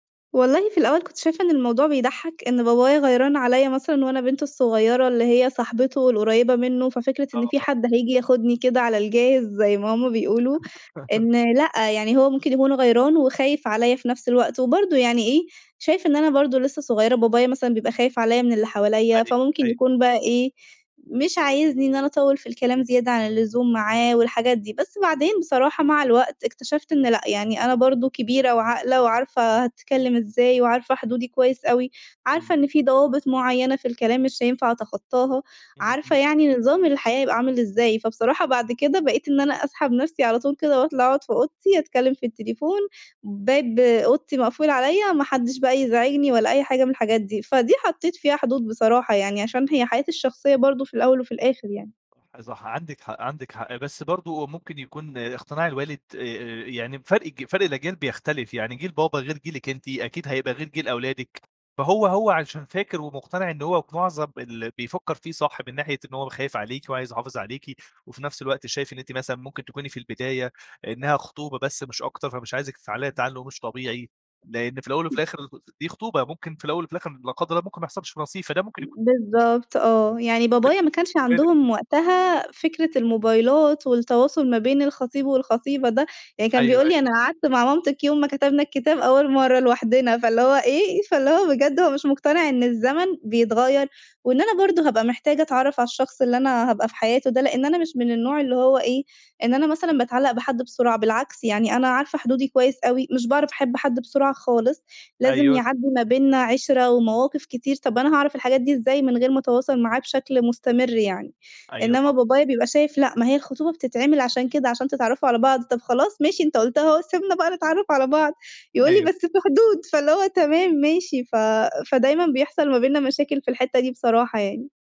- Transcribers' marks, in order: chuckle; tapping; unintelligible speech; other background noise; unintelligible speech
- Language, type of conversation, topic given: Arabic, podcast, إزاي تحطّ حدود مع العيلة من غير ما حد يزعل؟